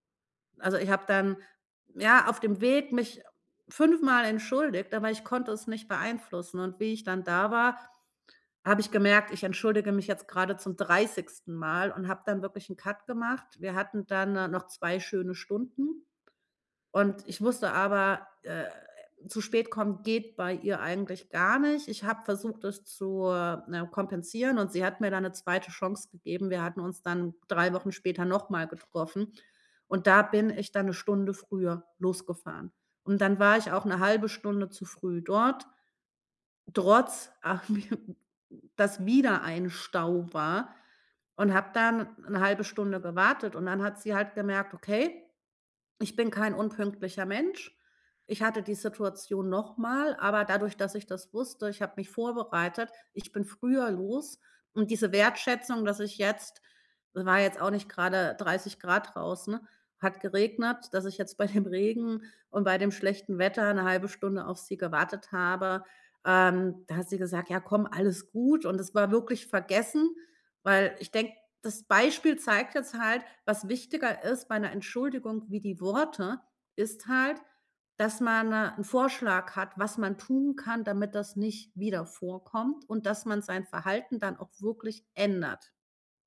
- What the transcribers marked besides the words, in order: in English: "Cut"; other background noise; laughing while speaking: "mir"; laughing while speaking: "bei"
- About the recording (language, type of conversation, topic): German, podcast, Wie entschuldigt man sich so, dass es echt rüberkommt?